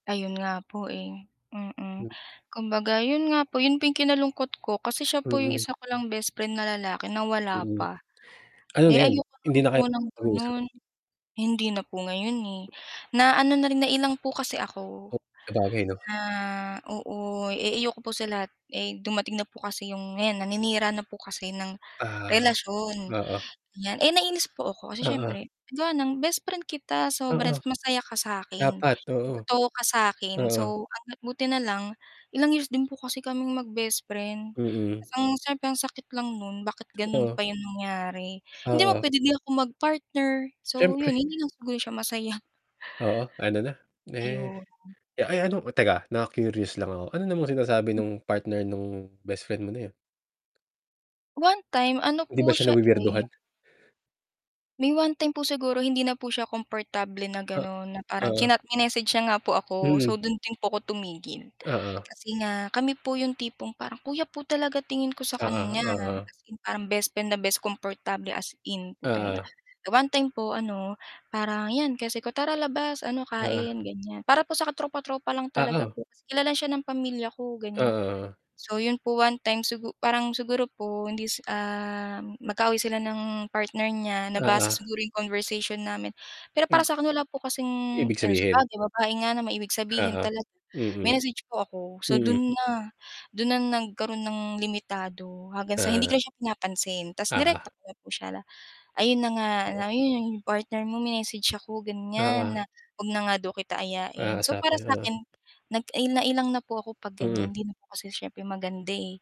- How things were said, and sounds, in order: distorted speech; static; scoff; tapping; other noise
- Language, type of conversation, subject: Filipino, unstructured, Paano mo hinaharap ang away sa kaibigan nang hindi nasisira ang pagkakaibigan?